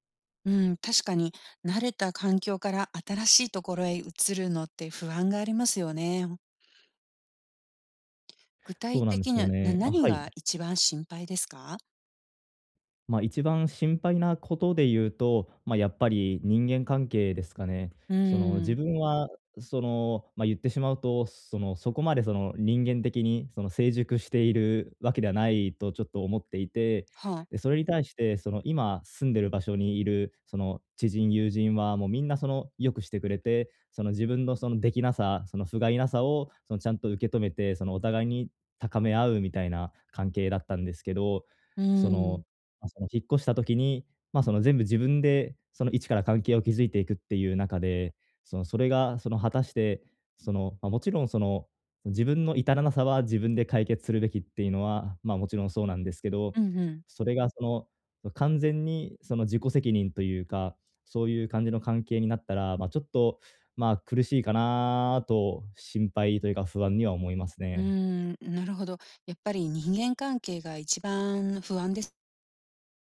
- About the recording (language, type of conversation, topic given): Japanese, advice, 慣れた環境から新しい生活へ移ることに不安を感じていますか？
- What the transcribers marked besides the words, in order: none